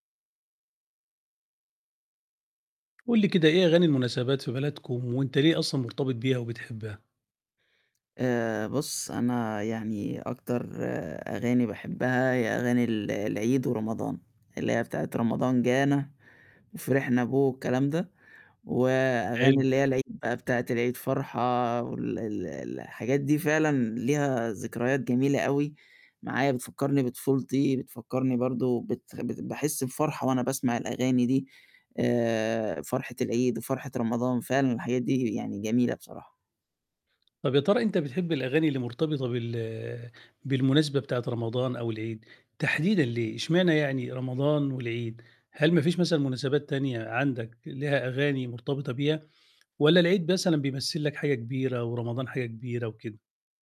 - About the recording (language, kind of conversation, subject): Arabic, podcast, إيه أغاني المناسبات اللي عندكم في البلد، وليه بتحبوها؟
- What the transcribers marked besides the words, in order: tapping